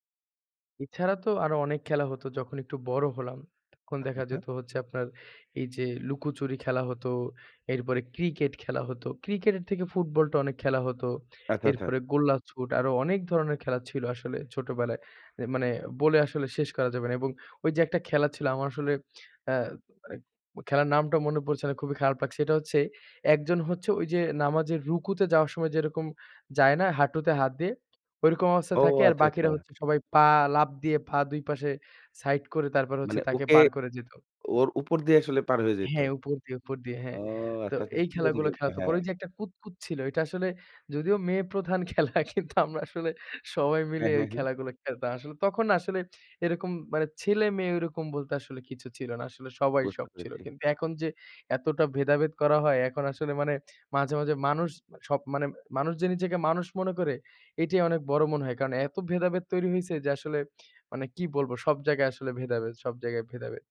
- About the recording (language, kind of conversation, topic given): Bengali, podcast, শৈশবে তোমার সবচেয়ে প্রিয় খেলার স্মৃতি কী?
- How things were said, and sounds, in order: other background noise; tapping; laughing while speaking: "প্রধান খেলা কিন্তু"